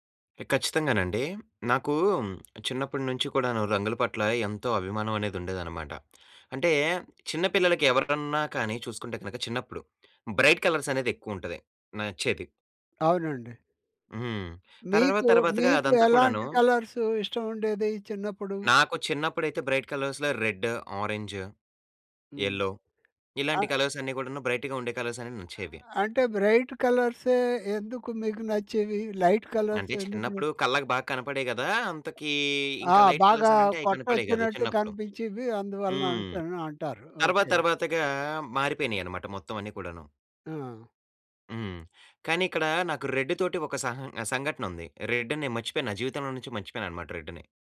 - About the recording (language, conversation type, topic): Telugu, podcast, రంగులు మీ వ్యక్తిత్వాన్ని ఎలా వెల్లడిస్తాయనుకుంటారు?
- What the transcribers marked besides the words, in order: lip smack; lip smack; in English: "బ్రైట్"; in English: "బ్రైట్ కలర్స్‌లో రెడ్, ఆరెంజ్, ఎల్లో"; tapping; in English: "బ్రైట్"; in English: "లైట్ కలర్స్"; in English: "లైట్ కలర్స్"; in English: "రెడ్"; in English: "రెడ్"; in English: "రెడ్‌ని"